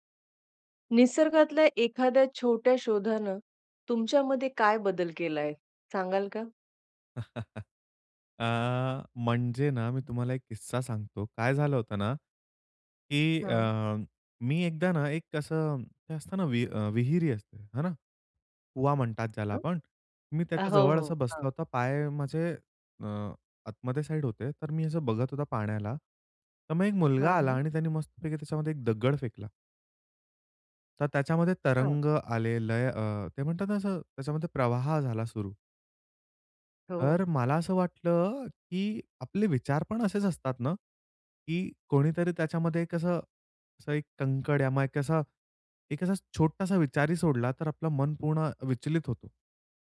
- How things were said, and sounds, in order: chuckle; in Hindi: "कंकड"
- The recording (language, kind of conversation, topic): Marathi, podcast, निसर्गातल्या एखाद्या छोट्या शोधामुळे तुझ्यात कोणता बदल झाला?